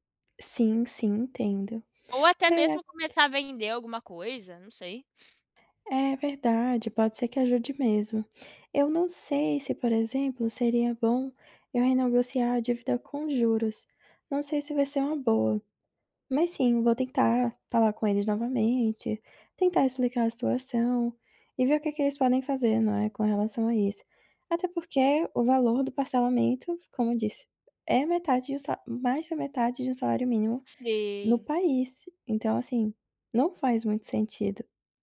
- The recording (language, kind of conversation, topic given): Portuguese, advice, Como posso priorizar pagamentos e reduzir minhas dívidas de forma prática?
- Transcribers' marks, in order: none